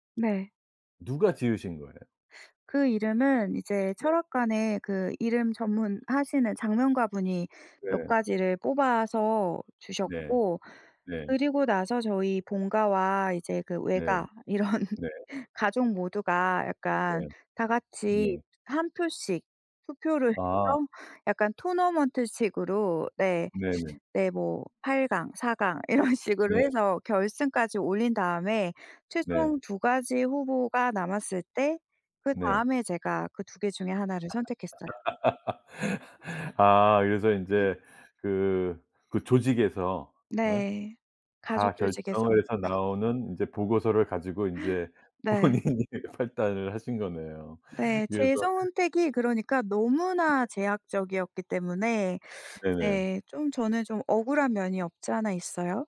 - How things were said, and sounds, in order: tapping; laughing while speaking: "이런"; laugh; other background noise; cough; laughing while speaking: "본인이"; "판단을" said as "팔딴을"
- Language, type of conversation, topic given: Korean, podcast, 네 이름에 담긴 이야기나 의미가 있나요?